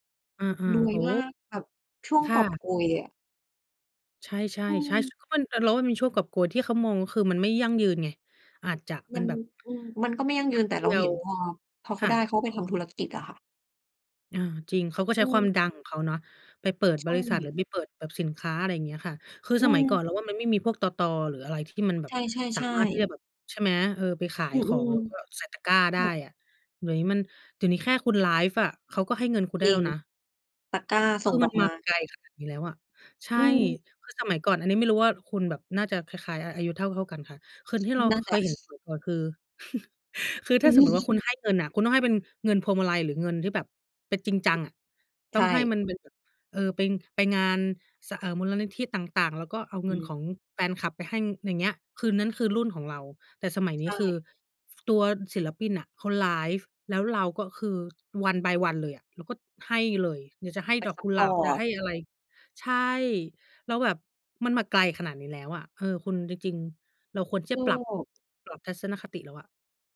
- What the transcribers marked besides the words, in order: unintelligible speech; other background noise; chuckle; in English: "one by one"; tapping; unintelligible speech
- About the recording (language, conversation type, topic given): Thai, unstructured, ถ้าคนรอบข้างไม่สนับสนุนความฝันของคุณ คุณจะทำอย่างไร?